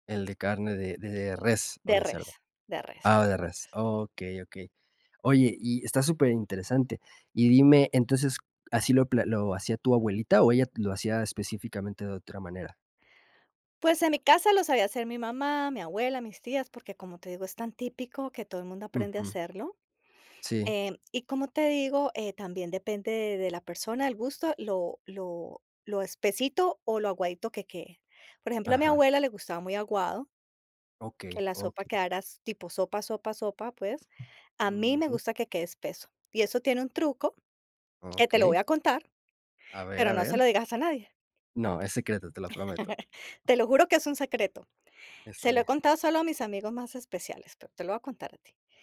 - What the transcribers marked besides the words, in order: chuckle; other background noise
- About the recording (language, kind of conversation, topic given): Spanish, podcast, ¿Cuál es tu plato casero favorito y por qué?